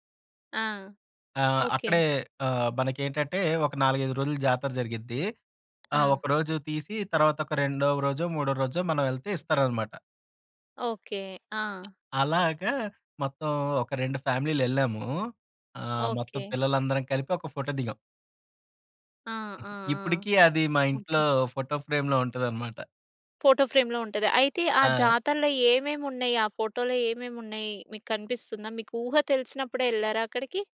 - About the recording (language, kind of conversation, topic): Telugu, podcast, మీ కుటుంబపు పాత ఫోటోలు మీకు ఏ భావాలు తెస్తాయి?
- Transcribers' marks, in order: tapping; other noise; in English: "ఫోటో ఫ్రేమ్‌లో"; in English: "ఫోటో ఫ్రేమ్‌లో"